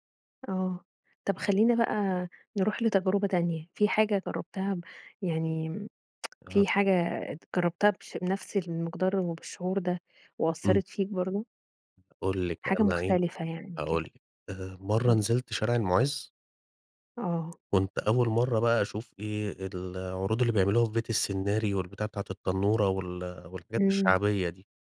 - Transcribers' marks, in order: tsk; tapping
- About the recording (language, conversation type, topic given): Arabic, podcast, ايه أحلى تجربة مشاهدة أثرت فيك ولسه فاكرها؟